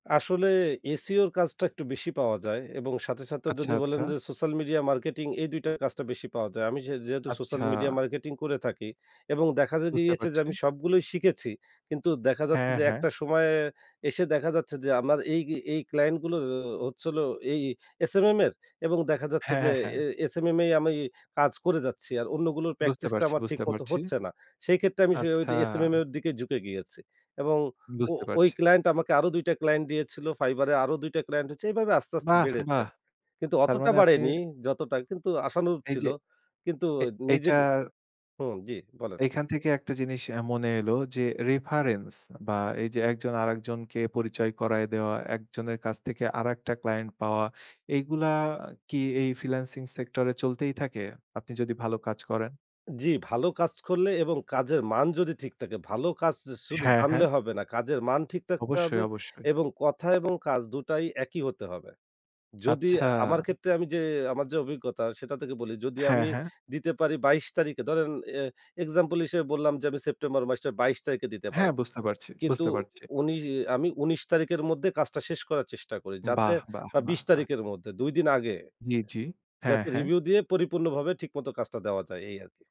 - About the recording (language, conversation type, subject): Bengali, podcast, ফ্রিল্যান্সিং শুরু করতে হলে প্রথমে কী করা উচিত?
- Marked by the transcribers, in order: other background noise; in English: "রেফারেন্স"